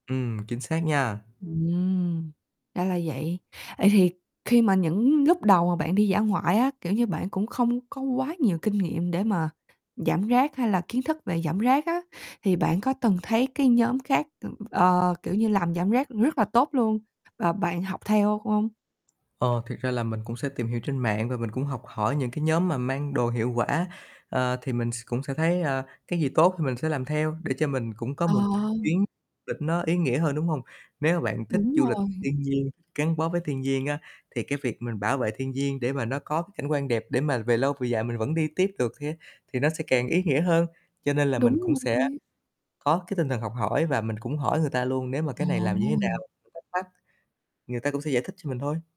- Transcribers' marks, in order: tapping; static; other background noise; unintelligible speech; distorted speech; unintelligible speech
- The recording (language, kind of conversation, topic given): Vietnamese, podcast, Bạn có mẹo gì để giảm rác khi đi dã ngoại không?